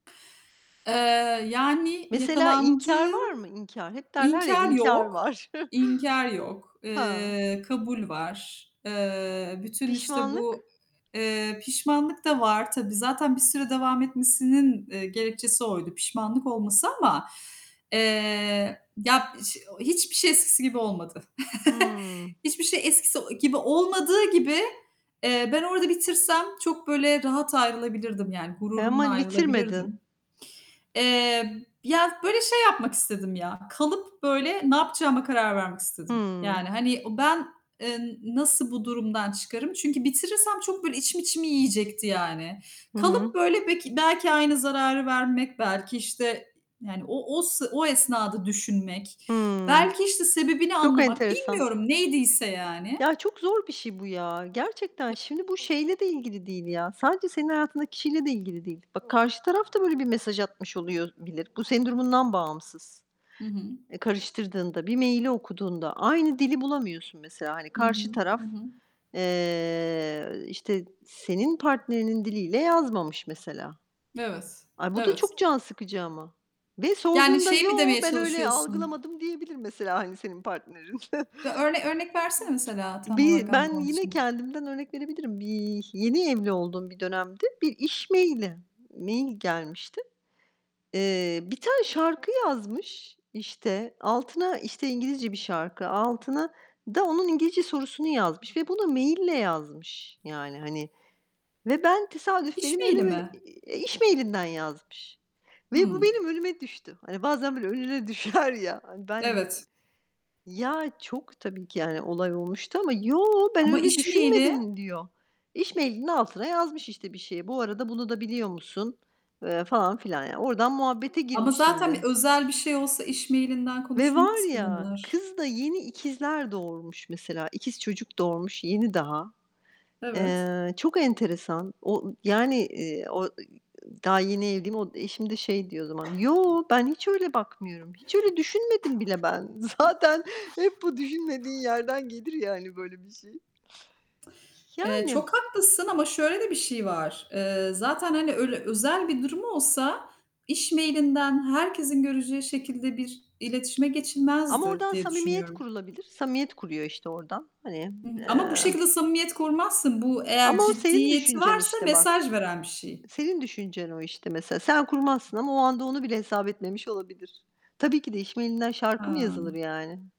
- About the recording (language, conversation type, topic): Turkish, unstructured, Partnerinizin hayatını kontrol etmeye çalışmak sizce doğru mu?
- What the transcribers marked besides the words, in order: static; other background noise; chuckle; tapping; chuckle; distorted speech; laughing while speaking: "partnerin"; chuckle; other noise; laughing while speaking: "düşer ya"; laughing while speaking: "Zaten hep bu düşünmediğin yerden gelir ya hani böyle bir şey"